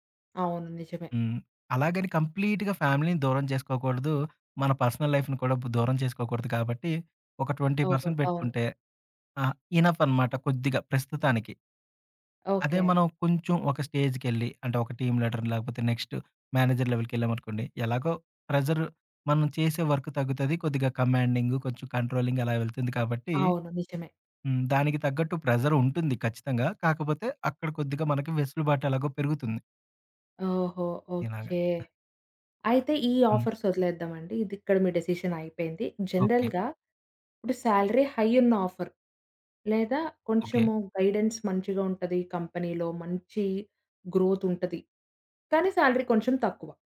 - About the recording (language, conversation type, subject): Telugu, podcast, రెండు ఆఫర్లలో ఒకదాన్నే ఎంపిక చేయాల్సి వస్తే ఎలా నిర్ణయం తీసుకుంటారు?
- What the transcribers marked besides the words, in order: in English: "కంప్లీట్‌గా ఫ్యామిలీ‌ని"; in English: "పర్సనల్ లైఫ్‌ని"; in English: "ట్వెంటీ పర్సెంట్"; in English: "ఇనఫ్"; in English: "స్టేజ్‌కెళ్లి"; in English: "టీమ్ లీడర్"; in English: "నెక్స్ట్ మేనేజర్"; in English: "ప్రెజర్"; in English: "వర్క్"; in English: "కమాండింగ్"; in English: "కంట్రోలింగ్"; in English: "ఆఫర్స్"; in English: "డిసిషన్"; in English: "జనరల్‌గా"; in English: "సాలరీ హై"; in English: "ఆఫర్"; in English: "గైడెన్స్"; in English: "కంపెనీ‌లో"; in English: "గ్రోత్"; in English: "సాలరీ"